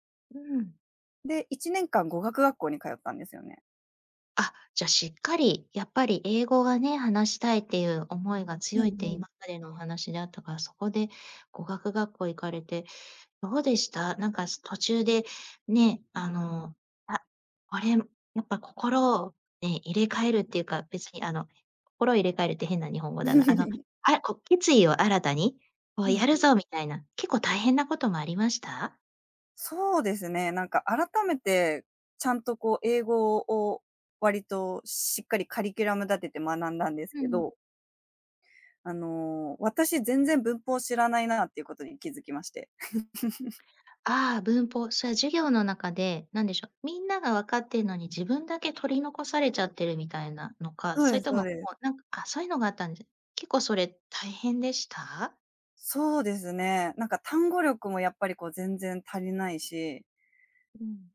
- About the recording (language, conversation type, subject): Japanese, podcast, 人生で一番の挑戦は何でしたか？
- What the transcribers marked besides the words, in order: other background noise; chuckle; laugh